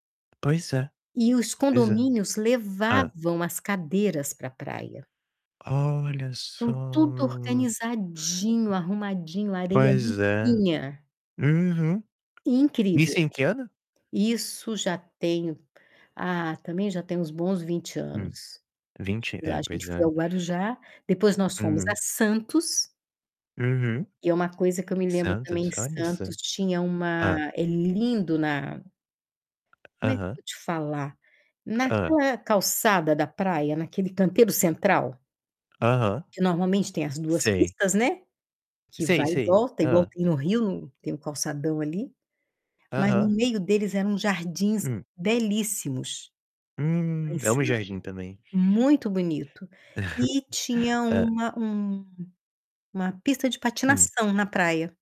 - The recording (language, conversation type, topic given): Portuguese, unstructured, Qual é a lembrança mais feliz que você tem na praia?
- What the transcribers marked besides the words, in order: tapping; other background noise; distorted speech; chuckle